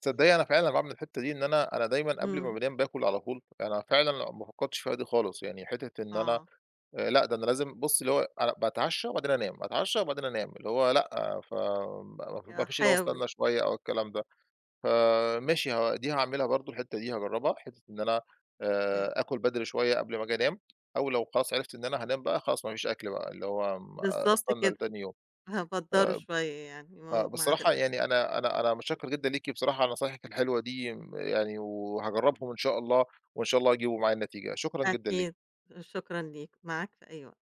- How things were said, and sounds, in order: tapping
- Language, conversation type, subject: Arabic, advice, إزاي أوصفلك الكوابيس اللي بتيجيلي كتير وبتقلقني بالليل؟